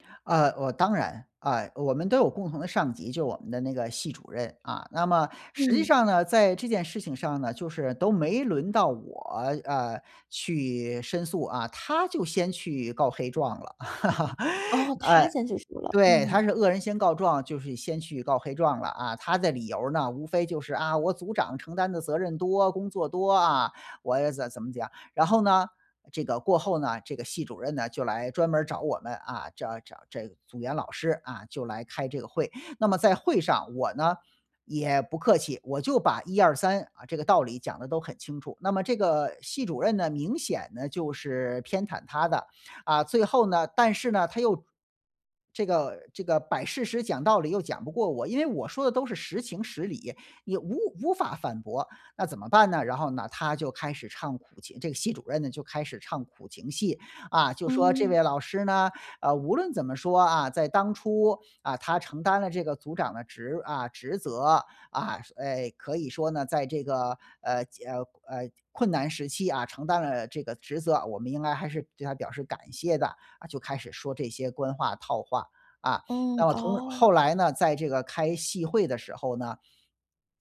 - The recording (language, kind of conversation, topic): Chinese, advice, 你该如何与难相处的同事就职责划分进行协商？
- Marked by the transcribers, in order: laugh; tapping